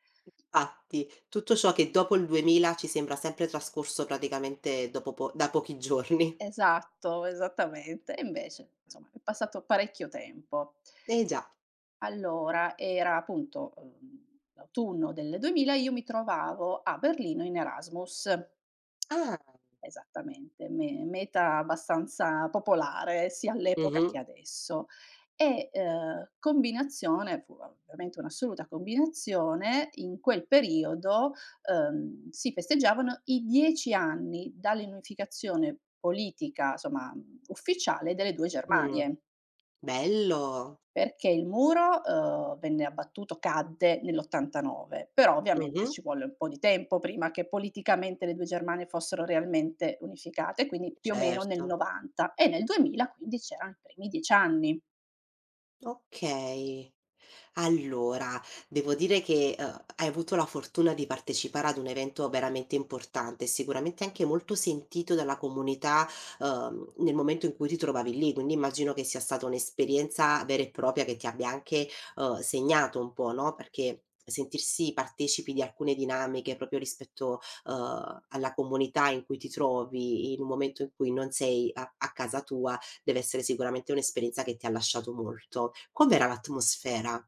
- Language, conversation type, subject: Italian, podcast, Raccontami di una festa o di un festival locale a cui hai partecipato: che cos’era e com’è stata l’esperienza?
- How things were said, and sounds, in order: tapping; laughing while speaking: "giorni"; "insomma" said as "nsomma"; "propria" said as "propia"; "proprio" said as "propio"